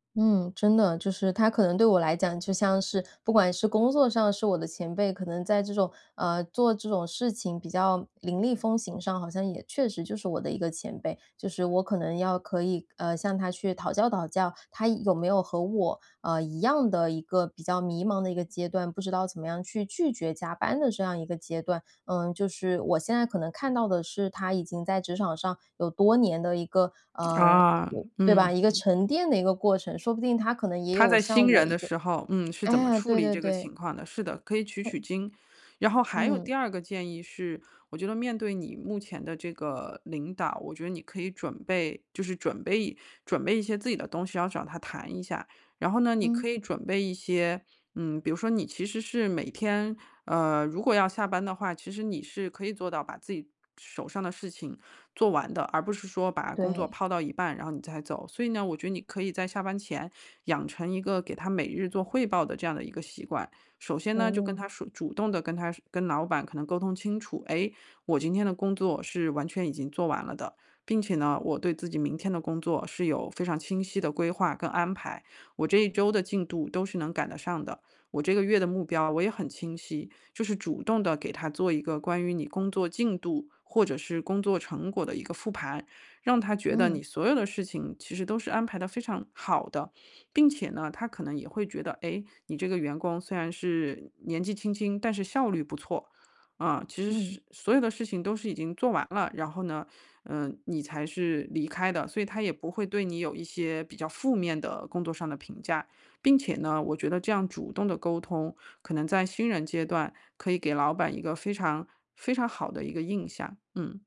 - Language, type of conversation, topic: Chinese, advice, 如何拒绝加班而不感到内疚？
- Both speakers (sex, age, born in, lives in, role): female, 30-34, China, Japan, user; female, 40-44, China, United States, advisor
- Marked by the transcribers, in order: none